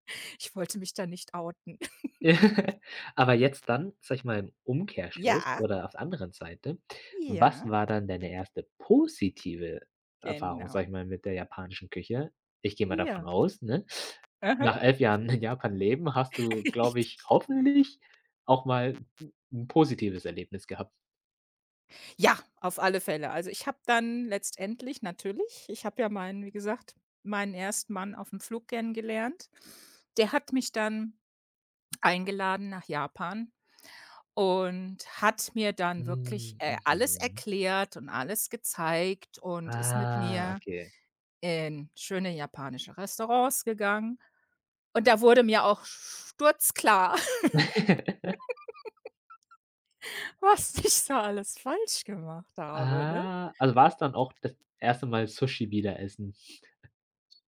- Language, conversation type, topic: German, podcast, Welche lokale Speise musstest du unbedingt probieren?
- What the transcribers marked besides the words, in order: giggle; chuckle; other background noise; stressed: "positive"; drawn out: "Hm"; drawn out: "Ah"; laugh; laugh; laughing while speaking: "was ich da alles falsch gemacht habe"; drawn out: "Ah"; chuckle